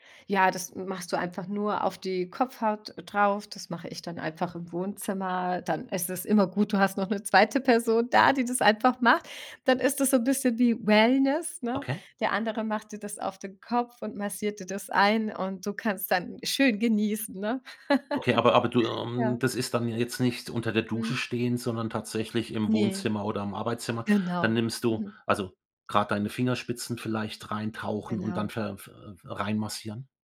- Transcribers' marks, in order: joyful: "da, die das einfach macht"; giggle
- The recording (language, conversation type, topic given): German, podcast, Welche Rolle spielt Koffein für deine Energie?